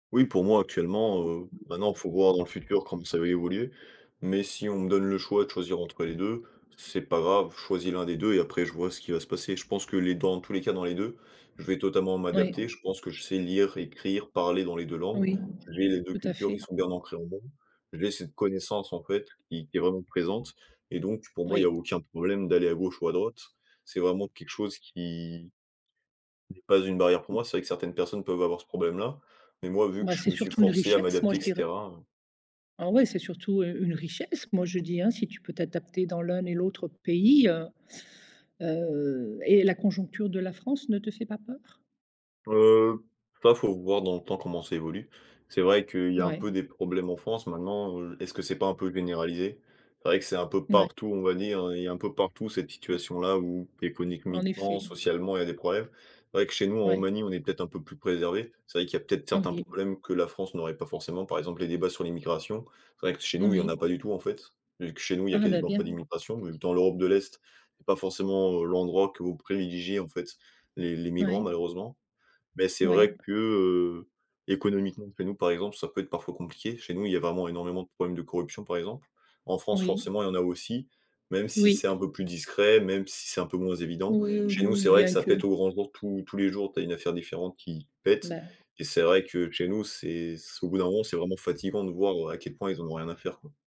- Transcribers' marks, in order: unintelligible speech; tapping; other noise; other background noise; drawn out: "heu"; "économiquement" said as "éconiquemiquement"
- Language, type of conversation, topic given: French, podcast, Qu’est-ce qui crée un véritable sentiment d’appartenance ?